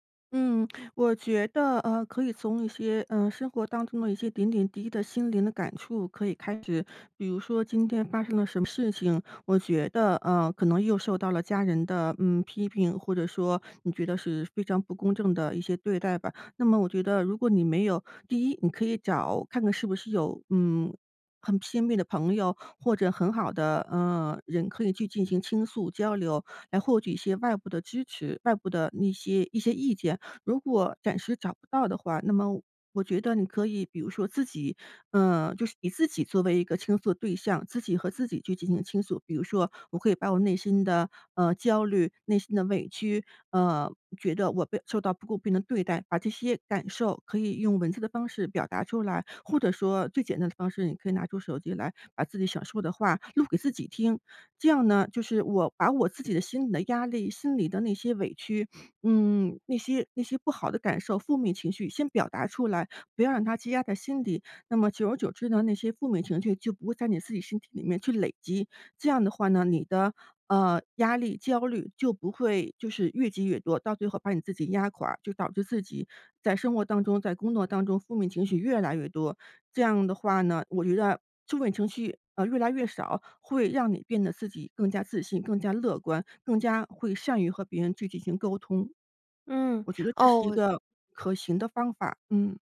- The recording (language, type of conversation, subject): Chinese, advice, 为什么我在表达自己的意见时总是以道歉收尾？
- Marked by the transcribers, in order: sniff